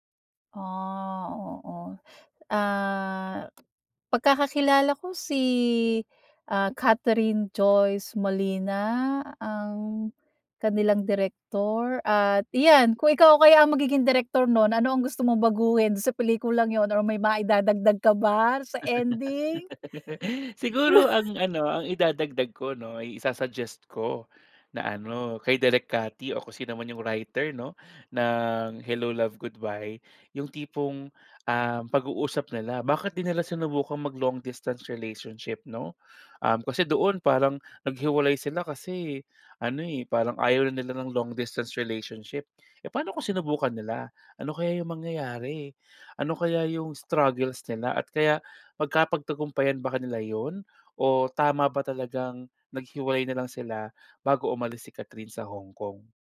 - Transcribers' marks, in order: gasp; tsk; gasp; laugh; laughing while speaking: "Siguro ang ano"; chuckle; gasp; gasp; gasp; gasp; gasp; gasp
- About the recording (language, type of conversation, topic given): Filipino, podcast, Ano ang paborito mong pelikula, at bakit ito tumatak sa’yo?